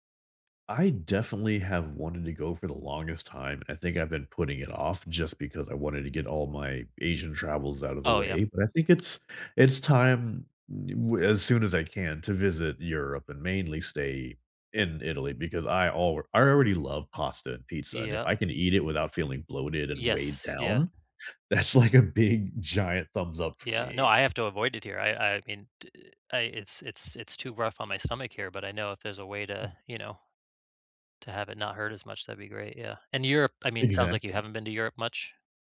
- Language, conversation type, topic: English, unstructured, How can travel change the way you see the world?
- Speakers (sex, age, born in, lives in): male, 35-39, United States, United States; male, 45-49, United States, United States
- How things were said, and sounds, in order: laughing while speaking: "that's, like, a big"